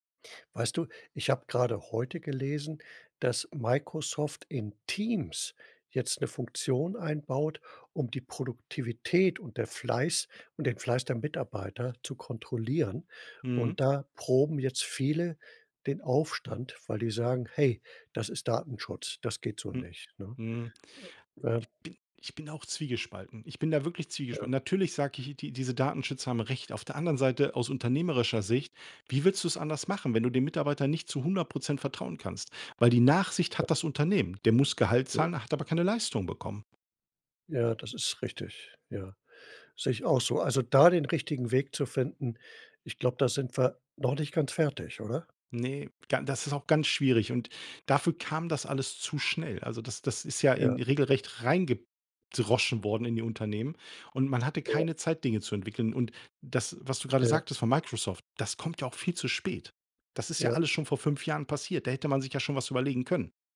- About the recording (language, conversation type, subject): German, podcast, Wie stehst du zu Homeoffice im Vergleich zum Büro?
- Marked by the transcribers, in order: none